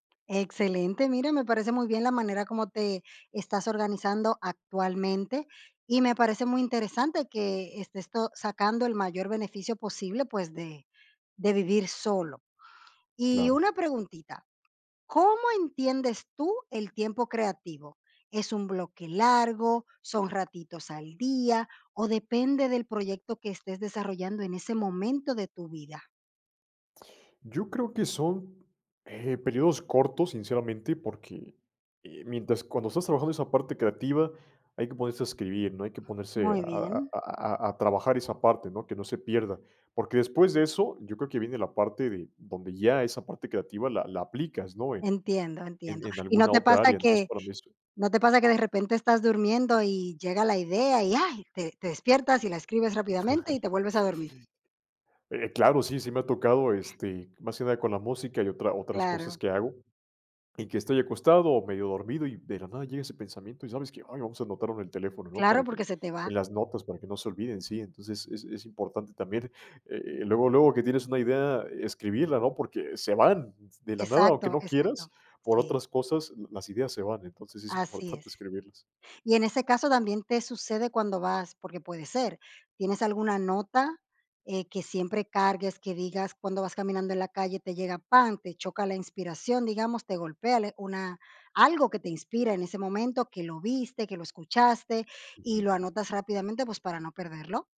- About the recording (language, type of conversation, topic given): Spanish, podcast, ¿Qué límites pones para proteger tu tiempo creativo?
- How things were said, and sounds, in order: tapping; other background noise; chuckle